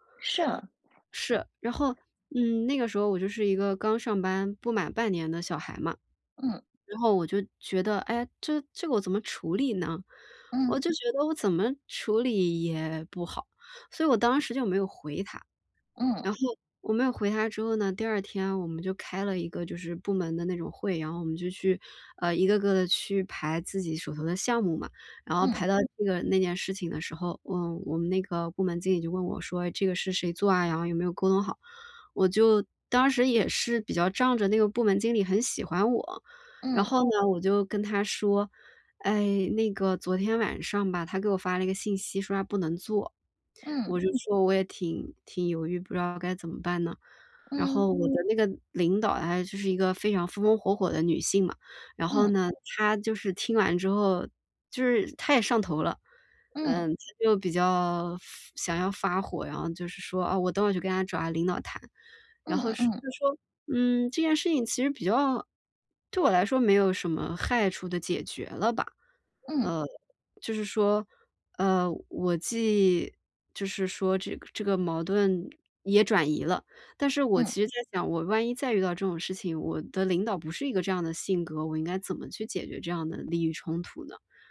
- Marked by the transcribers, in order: other background noise; other noise; tapping
- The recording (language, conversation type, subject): Chinese, advice, 我該如何處理工作中的衝突與利益衝突？
- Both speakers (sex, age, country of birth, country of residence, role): female, 35-39, China, United States, advisor; female, 35-39, China, United States, user